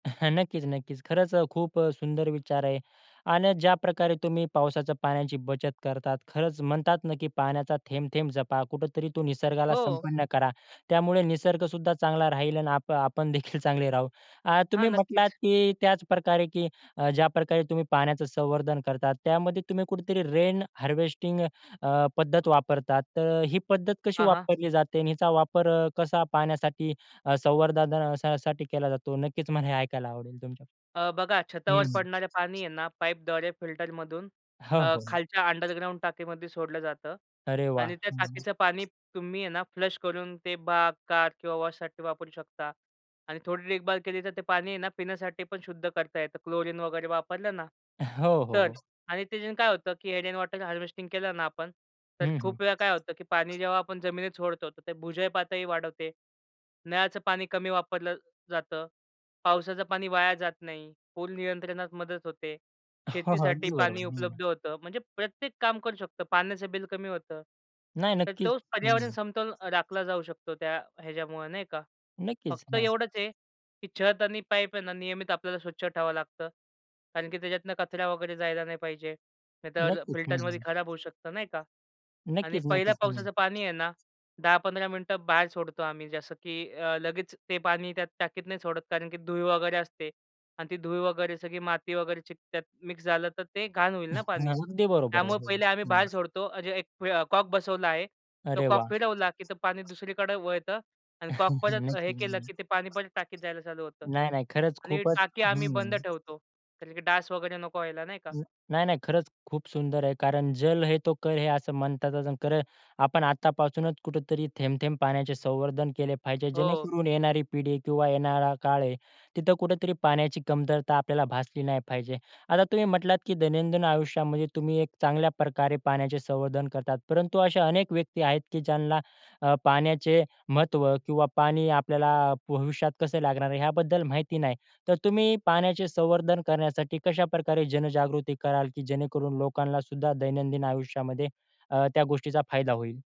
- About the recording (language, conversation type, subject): Marathi, podcast, दैनंदिन आयुष्यात पाण्याचं संवर्धन आपण कसं करू शकतो?
- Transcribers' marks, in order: chuckle; other background noise; in English: "रेन हार्वेस्टिंग"; laughing while speaking: "मला"; in English: "अंडरग्राउंड"; in English: "फ्लश"; chuckle; stressed: "तर"; in English: "रेन वॉटर हार्वेस्टिंग"; chuckle; tapping; in Hindi: "जल हे तो कल है"